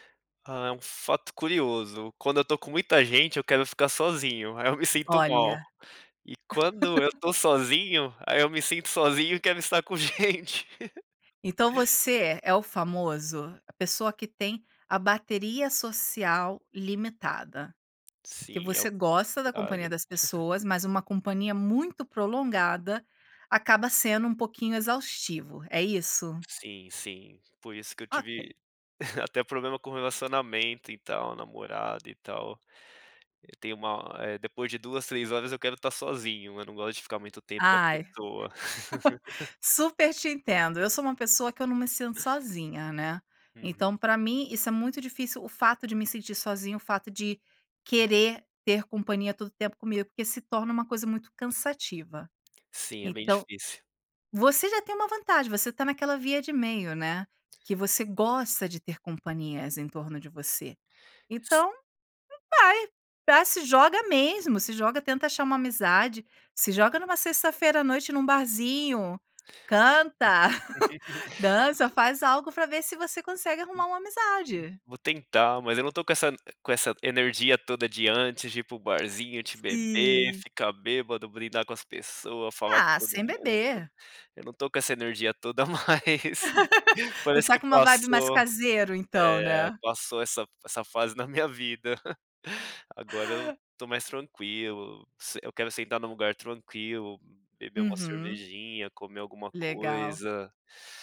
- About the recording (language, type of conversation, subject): Portuguese, podcast, Quando você se sente sozinho, o que costuma fazer?
- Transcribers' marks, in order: chuckle; laugh; chuckle; chuckle; laugh; chuckle; laugh; other background noise; laugh; chuckle